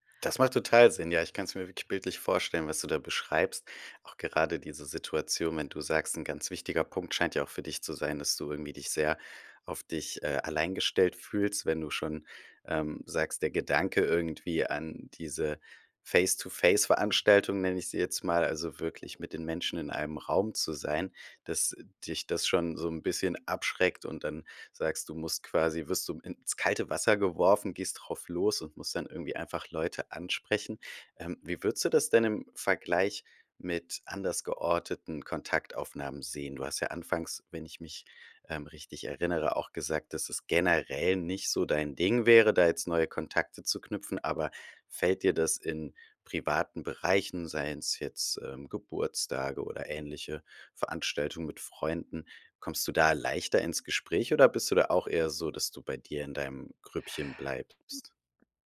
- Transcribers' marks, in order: none
- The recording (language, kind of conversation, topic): German, advice, Warum fällt mir Netzwerken schwer, und welche beruflichen Kontakte möchte ich aufbauen?